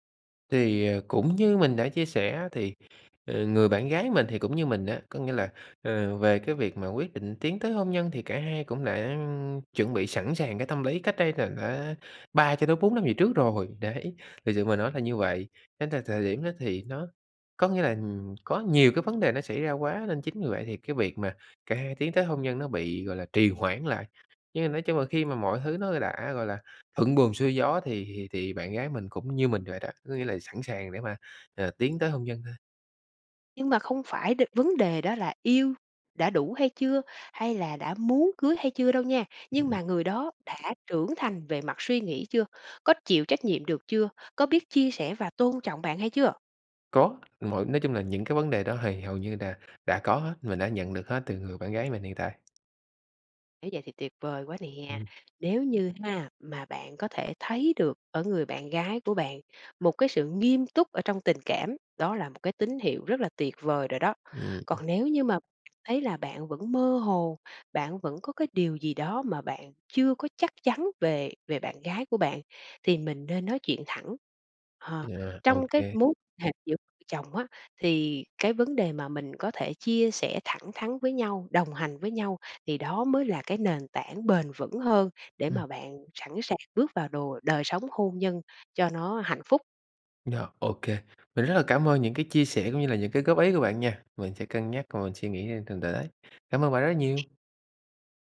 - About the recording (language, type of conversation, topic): Vietnamese, advice, Sau vài năm yêu, tôi có nên cân nhắc kết hôn không?
- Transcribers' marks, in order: tapping; other background noise